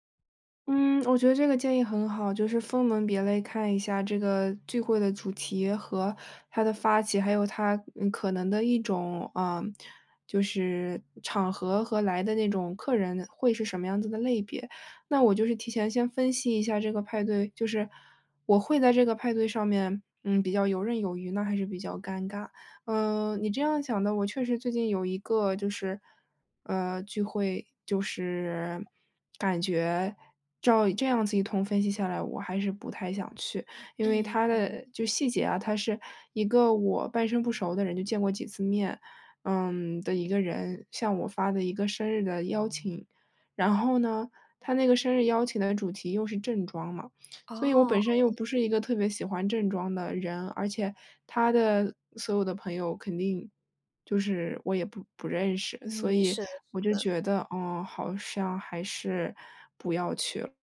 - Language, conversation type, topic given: Chinese, advice, 我总是担心错过别人的聚会并忍不住与人比较，该怎么办？
- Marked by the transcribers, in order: none